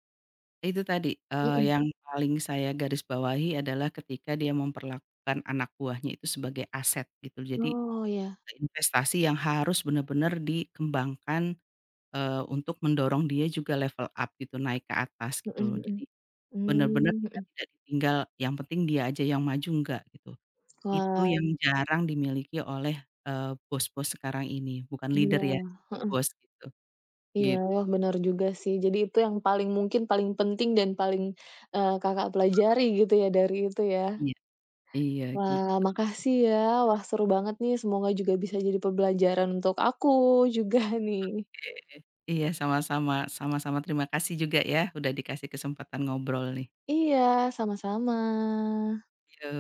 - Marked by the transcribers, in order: other background noise; in English: "level up"; in English: "leader"; tapping; laughing while speaking: "juga"
- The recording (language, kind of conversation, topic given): Indonesian, podcast, Cerita tentang bos atau manajer mana yang paling berkesan bagi Anda?